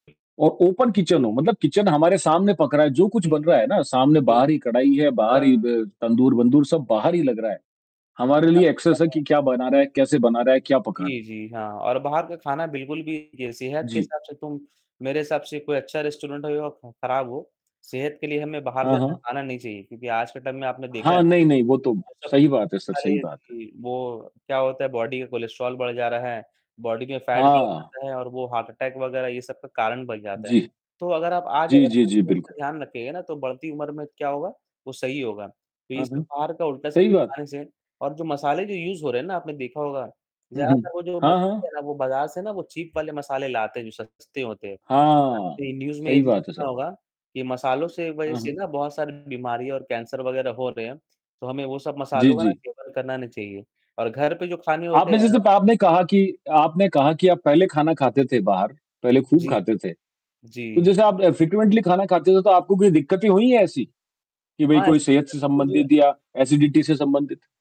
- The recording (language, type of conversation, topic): Hindi, unstructured, बाहर का खाना खाने में आपको सबसे ज़्यादा किस बात का डर लगता है?
- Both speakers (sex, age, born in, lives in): female, 40-44, India, India; male, 18-19, India, India
- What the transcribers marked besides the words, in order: tapping; mechanical hum; in English: "ओपन किचन"; in English: "किचन"; distorted speech; unintelligible speech; in English: "एक्सेस"; static; in English: "रेस्टोरेंट"; in English: "टाइम"; in English: "बॉडी"; in English: "बॉडी"; in English: "फैट"; in English: "हार्ट अटैक"; in English: "यूज़"; in English: "चीप"; in English: "न्यूज़"; in English: "फ्रेक्वेंटली"; in English: "एसिडिटी"